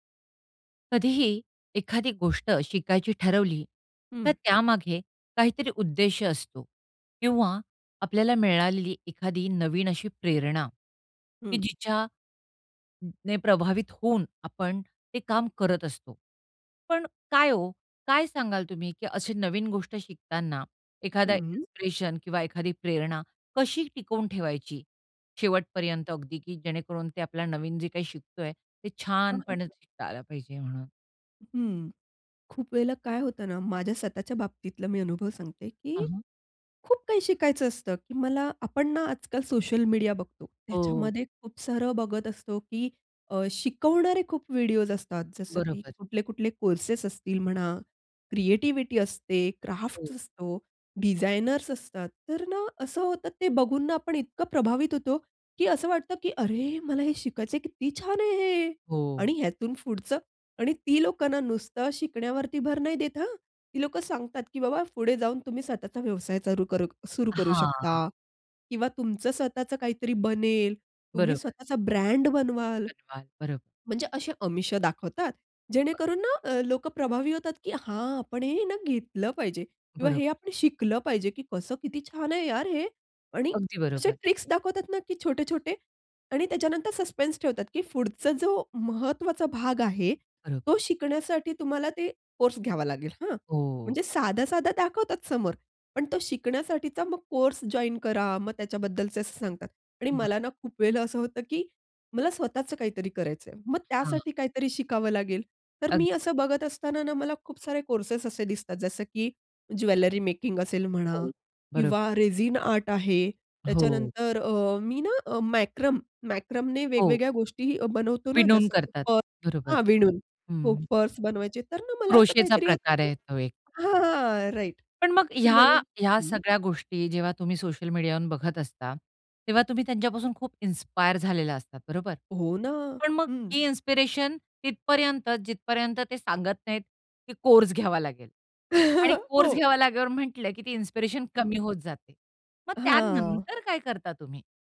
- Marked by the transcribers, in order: in English: "इन्स्पिरेशन"; other background noise; in English: "क्राफ्ट्स"; anticipating: "अरे! मला हे शिकायचं आहे, किती छान आहे हे"; stressed: "ब्रँड"; in English: "ट्रिक्स"; in English: "सस्पेन्स"; in English: "ज्वेलरी मेकिंग"; in English: "रेझीन आर्ट"; in English: "क्रोशेचा"; in English: "राइट"; in English: "इन्स्पायर"; surprised: "हो ना"; in English: "इन्स्पिरेशन"; chuckle; laughing while speaking: "हो"; in English: "इन्स्पिरेशन"; drawn out: "हां"
- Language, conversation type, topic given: Marathi, podcast, शिकत असताना तुम्ही प्रेरणा कशी टिकवून ठेवता?